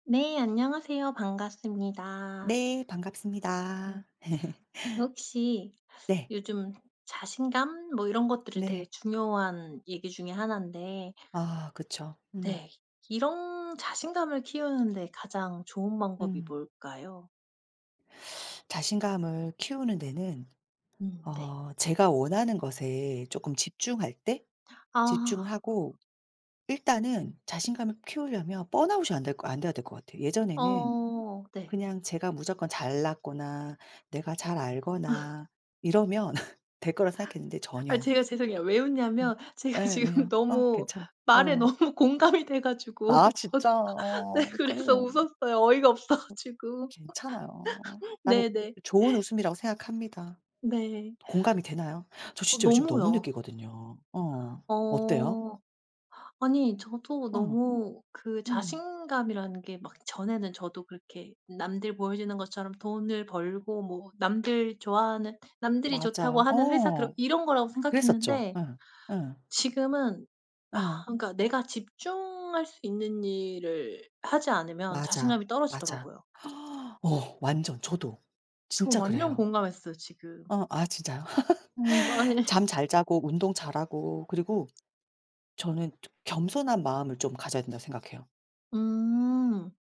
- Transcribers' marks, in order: other noise; other background noise; laugh; tapping; laugh; laughing while speaking: "제가 지금 너무 말에 너무 … 어이가 없어 가지고"; laugh; laugh; unintelligible speech
- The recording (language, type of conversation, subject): Korean, unstructured, 자신감을 키우는 가장 좋은 방법은 무엇이라고 생각하세요?